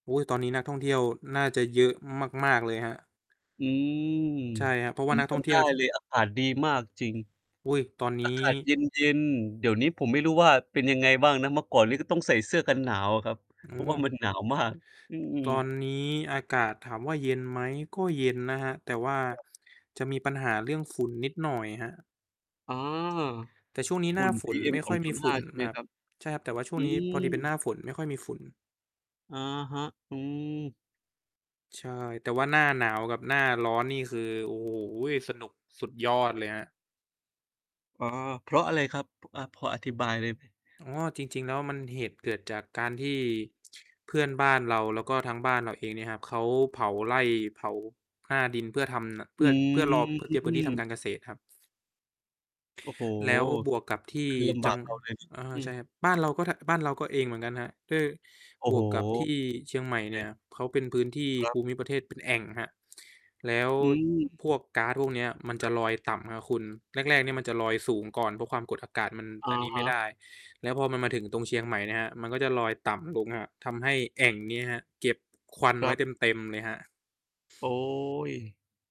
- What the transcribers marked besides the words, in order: distorted speech; tapping; laughing while speaking: "เพราะว่ามัน"; other background noise; drawn out: "อืม"
- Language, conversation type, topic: Thai, unstructured, สถานที่ไหนที่ทำให้คุณประทับใจมากที่สุด?